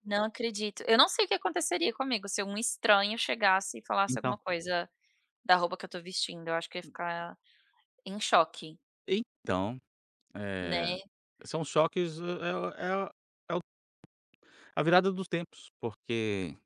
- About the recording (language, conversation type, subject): Portuguese, podcast, Como você explica seu estilo para quem não conhece sua cultura?
- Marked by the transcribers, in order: tapping; other background noise